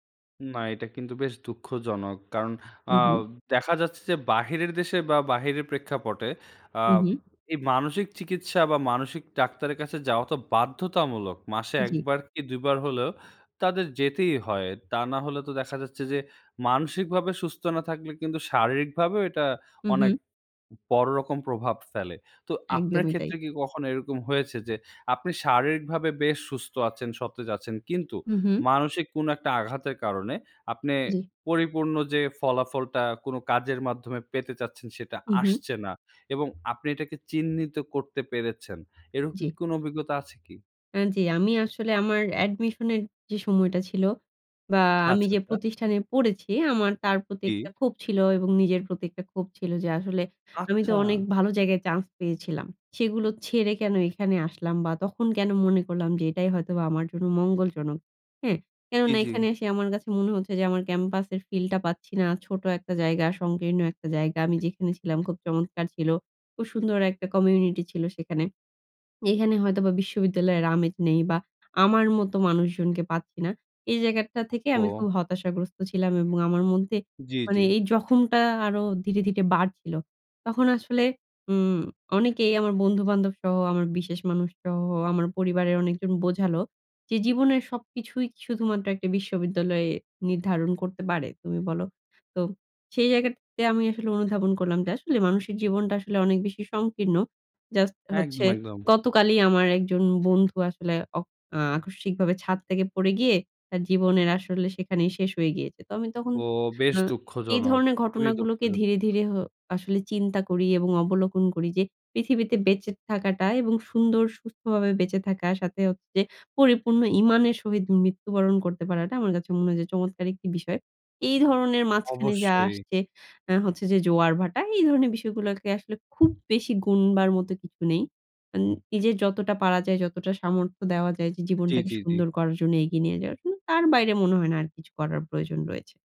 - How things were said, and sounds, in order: tapping; in English: "admission"; in Arabic: "ঈমান"
- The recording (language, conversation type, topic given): Bengali, podcast, আঘাত বা অসুস্থতার পর মনকে কীভাবে চাঙ্গা রাখেন?